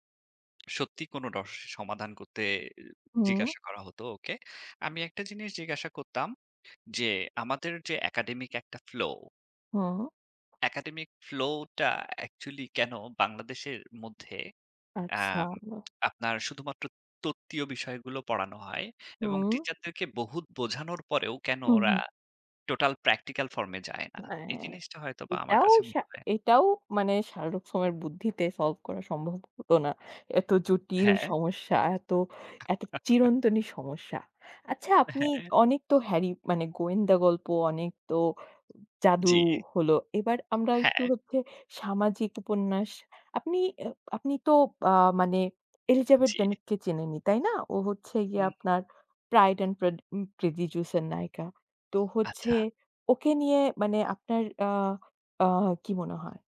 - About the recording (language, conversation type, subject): Bengali, unstructured, কল্পনা করো, তুমি যদি এক দিনের জন্য যেকোনো বইয়ের চরিত্র হতে পারতে, তাহলে কোন চরিত্রটি বেছে নিতে?
- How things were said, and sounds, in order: lip smack; tapping; unintelligible speech; other background noise; chuckle